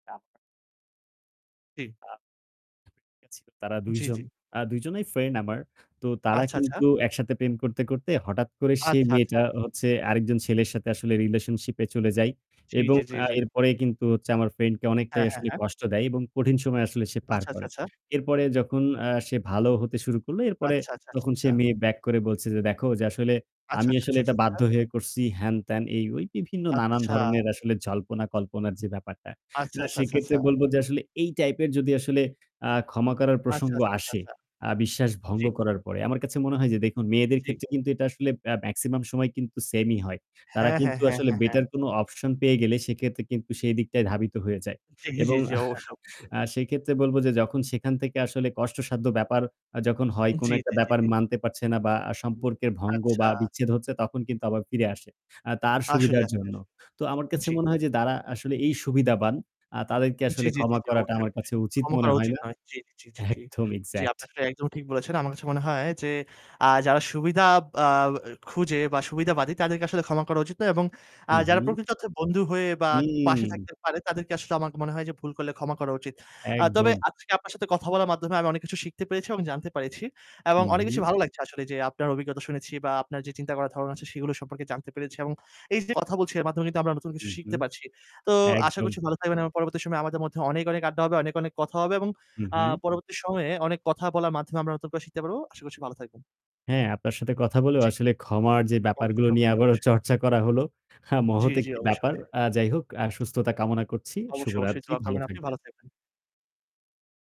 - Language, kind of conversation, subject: Bengali, unstructured, আপনার মতে ক্ষমা করা কেন গুরুত্বপূর্ণ?
- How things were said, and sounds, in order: distorted speech; static; unintelligible speech; chuckle; "তারা" said as "দারা"; drawn out: "হুম"